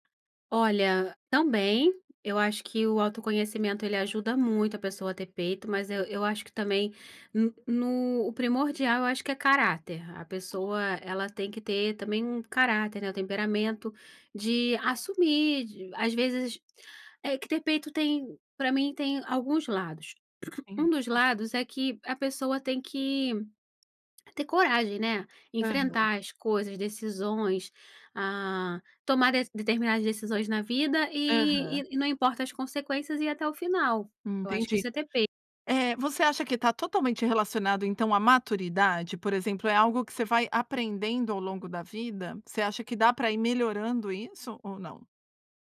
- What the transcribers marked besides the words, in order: other background noise; tapping; throat clearing
- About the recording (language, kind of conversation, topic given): Portuguese, podcast, O que significa “ter peito” para você?